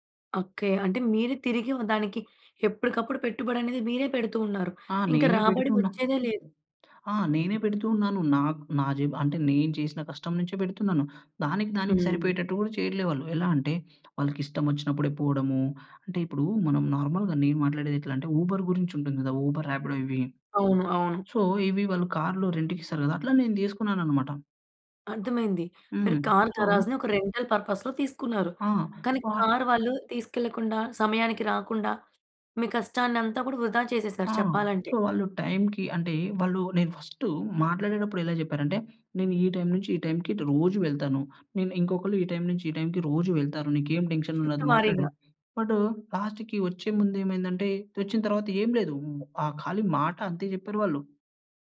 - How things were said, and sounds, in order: other background noise; lip smack; in English: "నార్మల్‌గా"; in English: "సో"; in English: "కార్ గరాజ్‌ని"; in English: "సో"; in English: "రెంటల్ పర్పస్‌లో"; unintelligible speech; "వృధా" said as "ఉదా"; tapping; in English: "సో"; in English: "లాస్ట్‌కి"
- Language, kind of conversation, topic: Telugu, podcast, పడి పోయిన తర్వాత మళ్లీ లేచి నిలబడేందుకు మీ రహసం ఏమిటి?